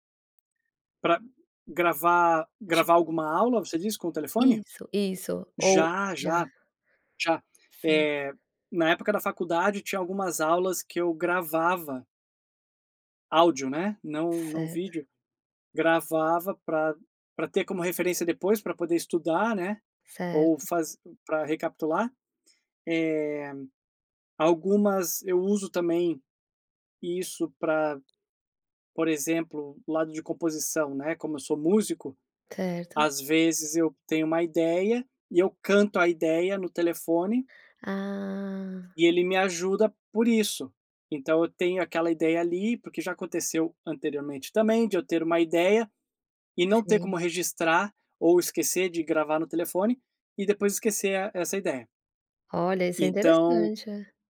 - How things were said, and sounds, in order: none
- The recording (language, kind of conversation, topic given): Portuguese, podcast, Como o celular te ajuda ou te atrapalha nos estudos?